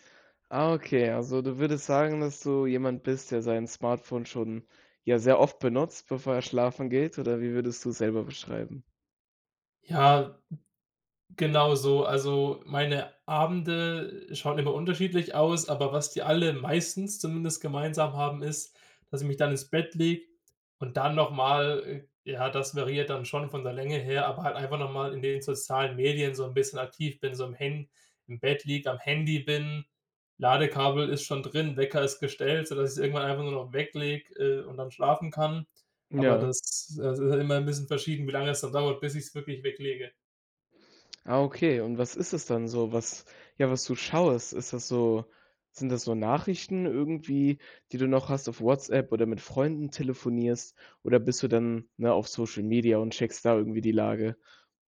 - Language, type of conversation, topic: German, podcast, Beeinflusst dein Smartphone deinen Schlafrhythmus?
- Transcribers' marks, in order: none